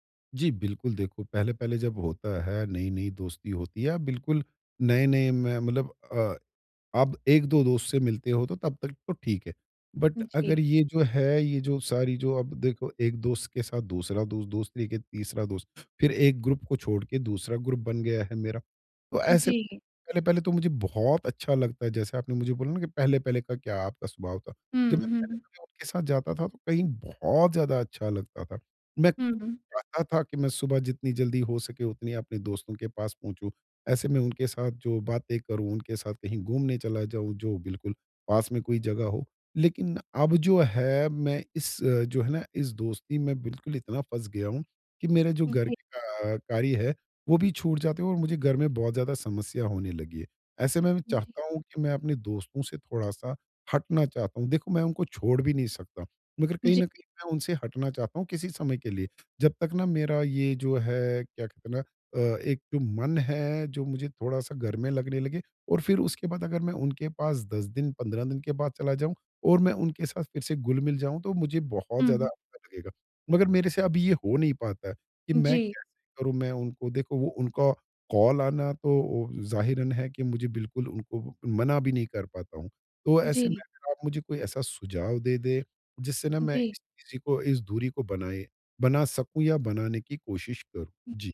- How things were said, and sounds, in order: in English: "बट"; in English: "ग्रुप"; in English: "ग्रुप"; tapping
- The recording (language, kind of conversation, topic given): Hindi, advice, मुझे दोस्तों से बार-बार मिलने पर सामाजिक थकान क्यों होती है?